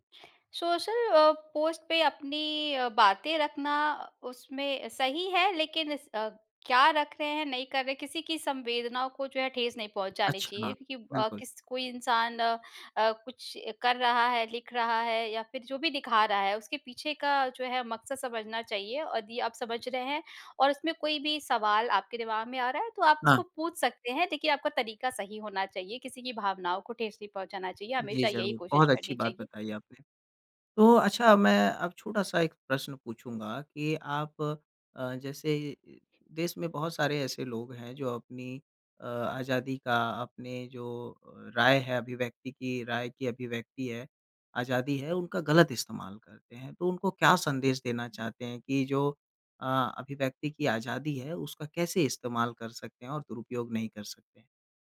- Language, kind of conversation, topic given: Hindi, podcast, दूसरों की राय से आपकी अभिव्यक्ति कैसे बदलती है?
- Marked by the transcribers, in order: in English: "सोशल"; in English: "पोस्ट"; "यदि" said as "अदि"